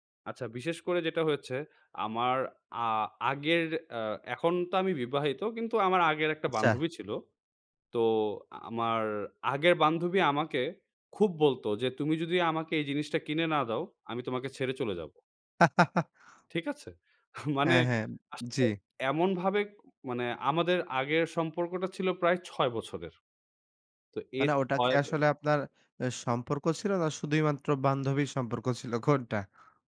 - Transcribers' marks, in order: laugh; scoff; scoff
- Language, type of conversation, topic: Bengali, podcast, আপনি কী লক্ষণ দেখে প্রভাবিত করার উদ্দেশ্যে বানানো গল্প চেনেন এবং সেগুলোকে বাস্তব তথ্য থেকে কীভাবে আলাদা করেন?